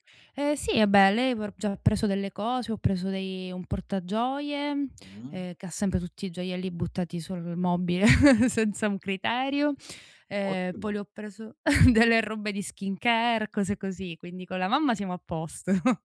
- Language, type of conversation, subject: Italian, advice, Come posso trovare regali davvero significativi per amici e familiari quando sono a corto di idee?
- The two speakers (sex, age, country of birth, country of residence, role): female, 30-34, Italy, Germany, user; male, 50-54, Italy, Italy, advisor
- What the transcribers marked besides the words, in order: chuckle; chuckle; laughing while speaking: "posto"